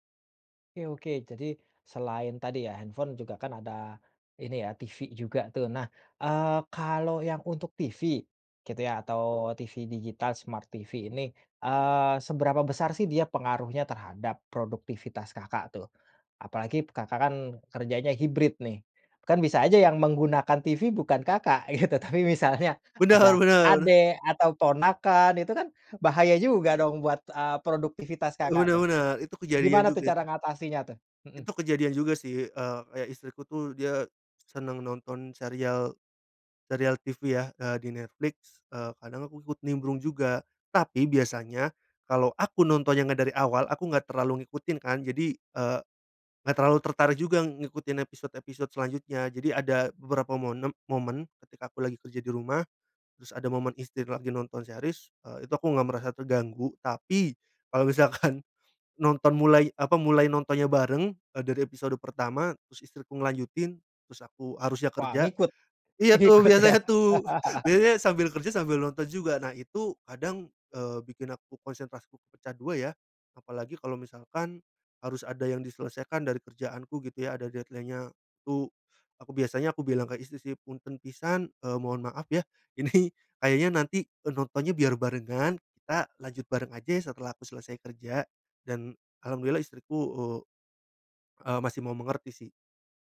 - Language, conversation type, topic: Indonesian, podcast, Apa saja trik sederhana untuk mengatur waktu penggunaan teknologi?
- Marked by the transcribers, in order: in English: "smart TV"; laughing while speaking: "gitu tapi misalnya"; laughing while speaking: "Bener bener"; laughing while speaking: "misalkan"; laughing while speaking: "biasanya"; laughing while speaking: "Ngikut ya?"; laugh; in English: "deadline-nya"; in Sundanese: "pisan"; laughing while speaking: "ini"